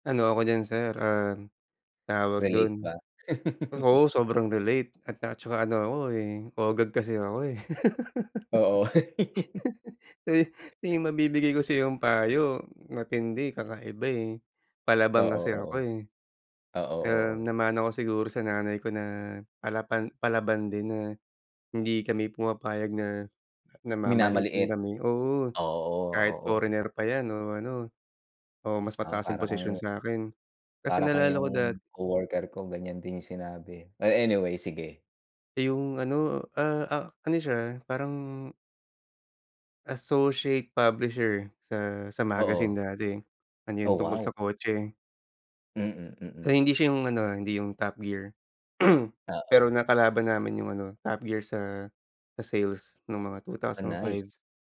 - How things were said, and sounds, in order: laugh; laugh; laugh; other background noise; in English: "associate publisher"; throat clearing
- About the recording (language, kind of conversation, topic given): Filipino, unstructured, Ano ang opinyon mo tungkol sa mga trabahong may nakalalasong kapaligiran sa trabaho?